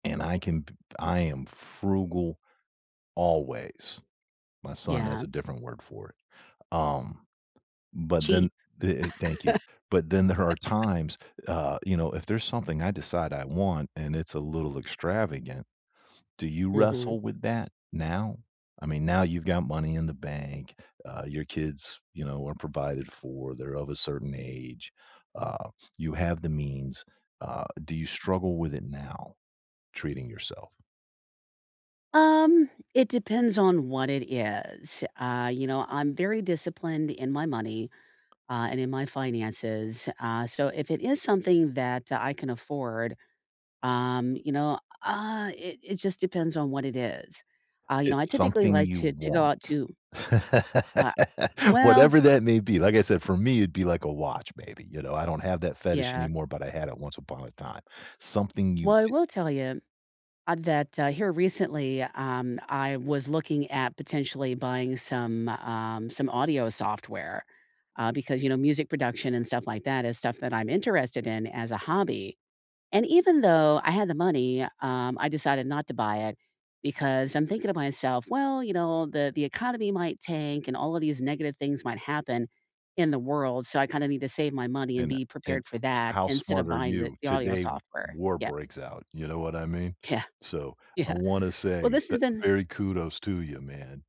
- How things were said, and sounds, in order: stressed: "frugal always"; laugh; tapping; laugh; other background noise; laughing while speaking: "Yeah. Yeah"
- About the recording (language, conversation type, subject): English, unstructured, How do you handle it when you feel pressured to spend beyond your means?
- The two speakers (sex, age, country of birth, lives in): female, 50-54, United States, United States; male, 60-64, United States, United States